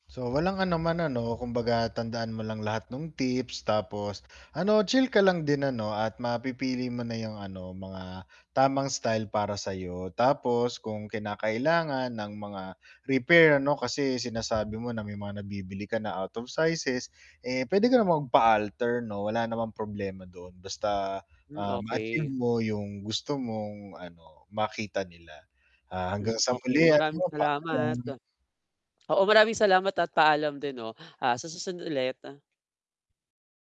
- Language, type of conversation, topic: Filipino, advice, Paano ako pipili ng tamang damit na babagay sa akin?
- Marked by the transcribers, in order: static; in English: "alter"; distorted speech